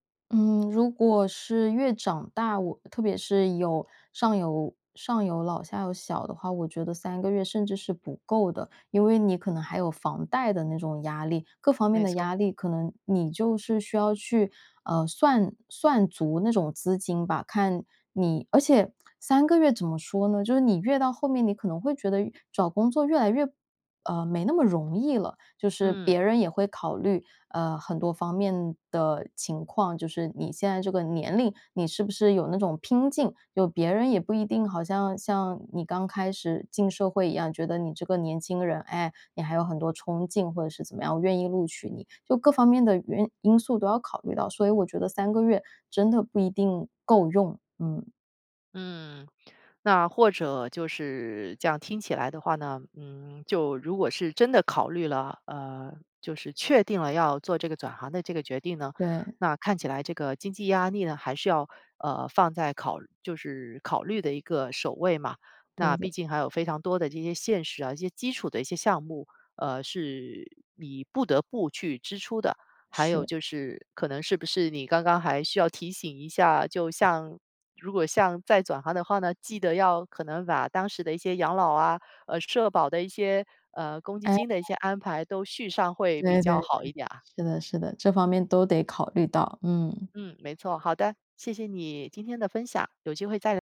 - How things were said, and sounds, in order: none
- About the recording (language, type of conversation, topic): Chinese, podcast, 转行时如何处理经济压力？